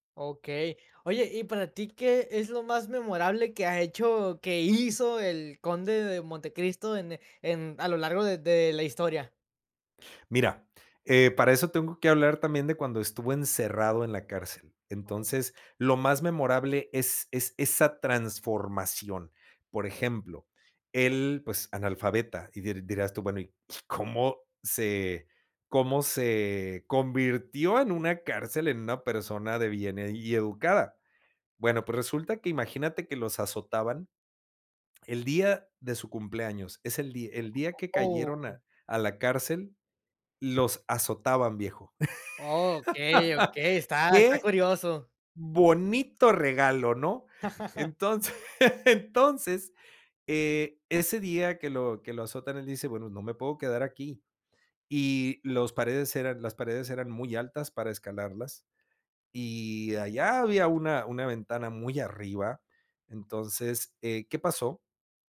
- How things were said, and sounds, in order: other background noise; laugh; laugh
- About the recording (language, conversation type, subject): Spanish, podcast, ¿Qué hace que un personaje sea memorable?